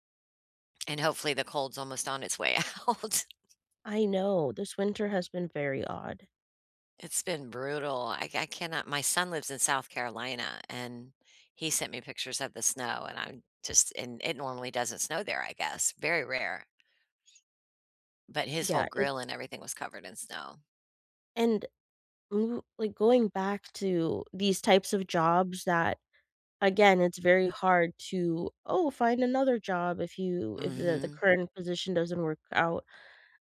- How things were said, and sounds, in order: laughing while speaking: "out"; tapping
- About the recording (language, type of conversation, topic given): English, unstructured, How do you deal with the fear of losing your job?
- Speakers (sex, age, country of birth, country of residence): female, 40-44, Ukraine, United States; female, 50-54, United States, United States